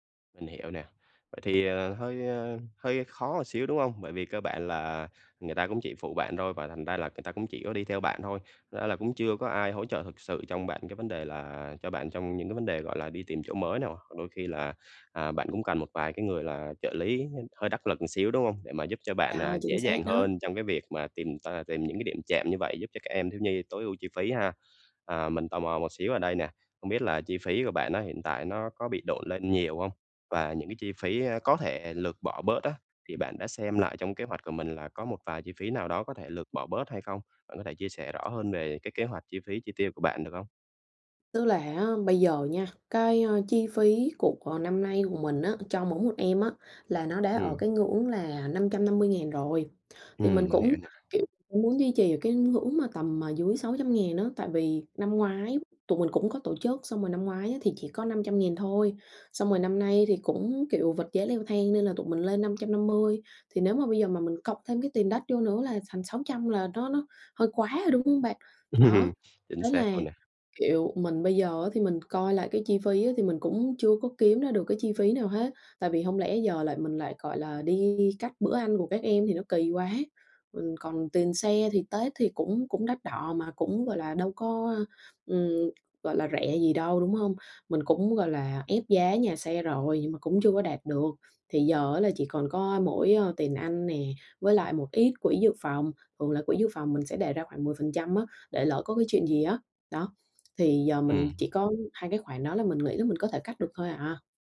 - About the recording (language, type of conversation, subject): Vietnamese, advice, Làm sao để quản lý chi phí và ngân sách hiệu quả?
- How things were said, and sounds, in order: tapping; other background noise; laughing while speaking: "Ừm"